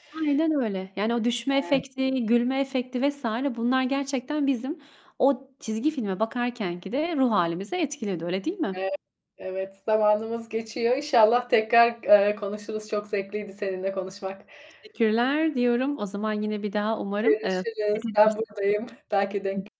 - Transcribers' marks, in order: unintelligible speech; other background noise; distorted speech
- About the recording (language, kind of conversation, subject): Turkish, unstructured, Müzik dinlemek ruh halini nasıl etkiler?